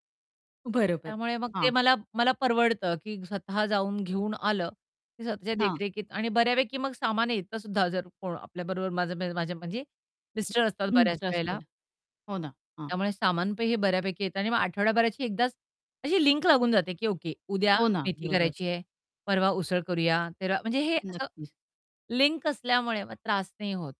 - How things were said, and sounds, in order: other noise; unintelligible speech; tapping; distorted speech
- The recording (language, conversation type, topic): Marathi, podcast, साप्ताहिक सुट्टीत तुम्ही सर्वात जास्त काय करायला प्राधान्य देता?